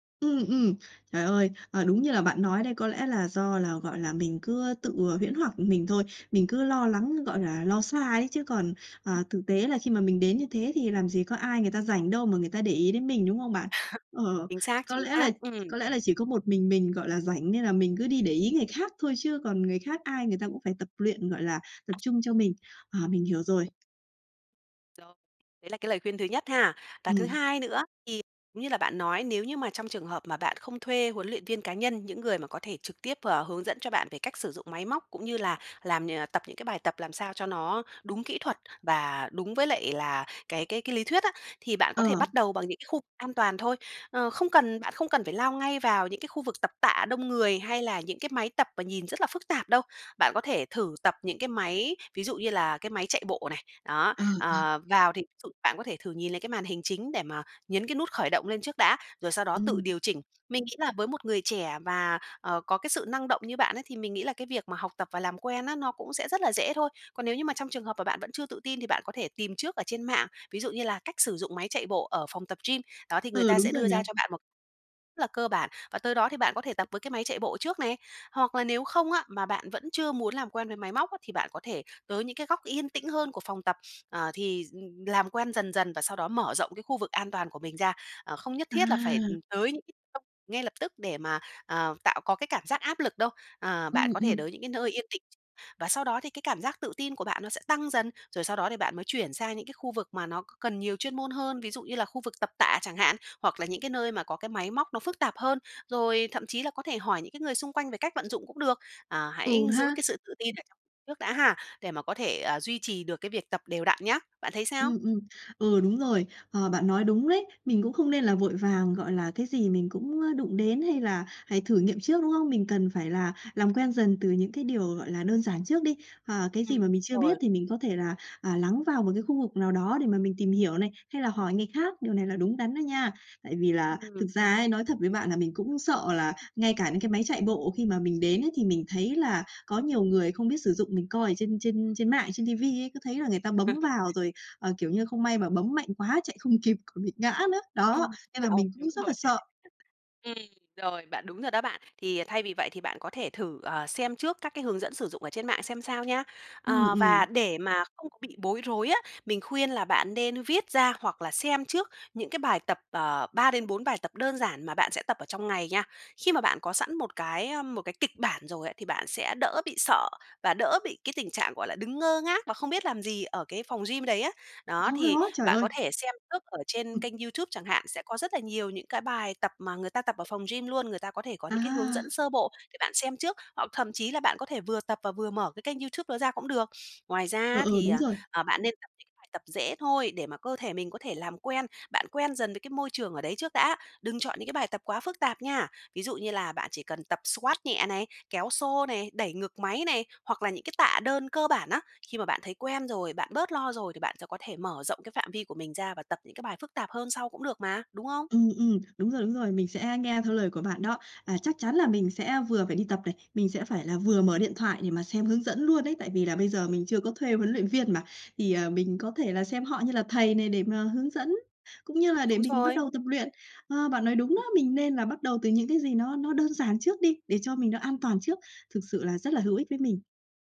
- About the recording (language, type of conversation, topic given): Vietnamese, advice, Mình nên làm gì để bớt lo lắng khi mới bắt đầu tập ở phòng gym đông người?
- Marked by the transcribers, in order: other noise; tapping; unintelligible speech; other background noise; sniff; unintelligible speech; laugh; sniff; in English: "squat"; unintelligible speech